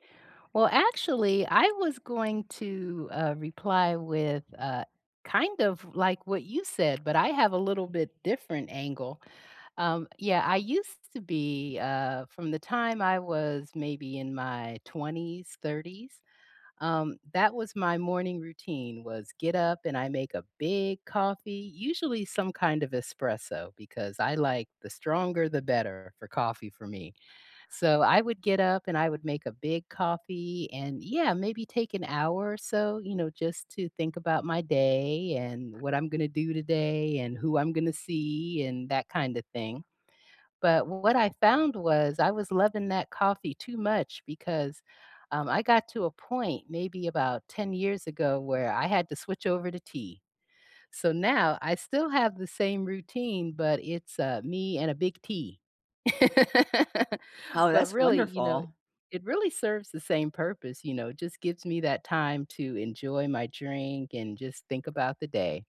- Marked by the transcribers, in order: other background noise; tapping; stressed: "big"; laugh
- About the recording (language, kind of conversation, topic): English, unstructured, What is something simple that brings you joy every day?
- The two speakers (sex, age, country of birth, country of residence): female, 55-59, United States, United States; female, 65-69, United States, United States